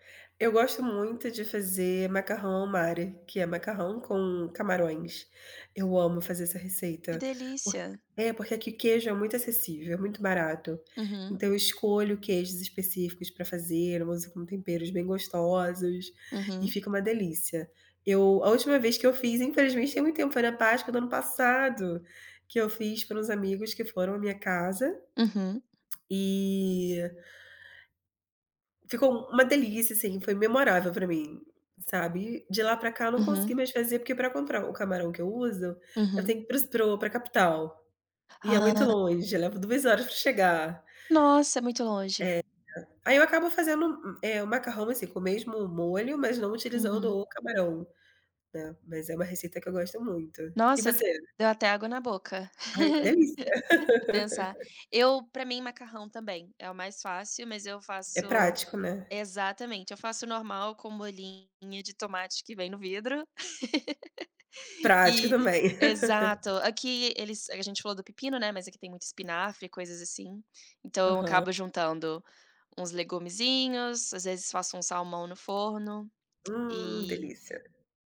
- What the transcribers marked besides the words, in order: other background noise; tapping; laugh; laugh; laugh
- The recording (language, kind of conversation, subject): Portuguese, unstructured, Qual é a sua receita favorita para um jantar rápido e saudável?